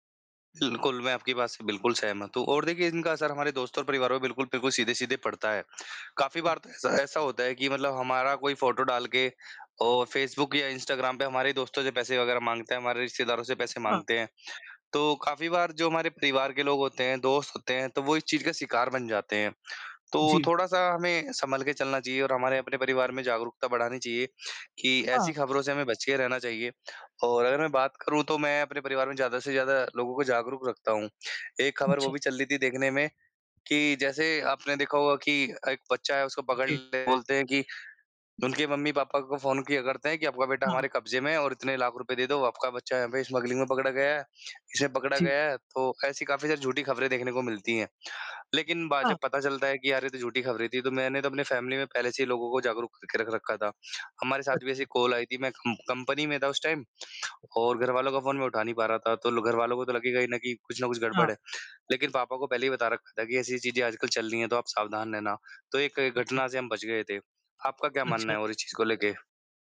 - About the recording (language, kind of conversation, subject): Hindi, unstructured, क्या सोशल मीडिया झूठ और अफवाहें फैलाने में मदद कर रहा है?
- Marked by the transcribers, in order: in English: "स्मगलिंग"; in English: "फ़ैमिली"; in English: "टाइम"; other background noise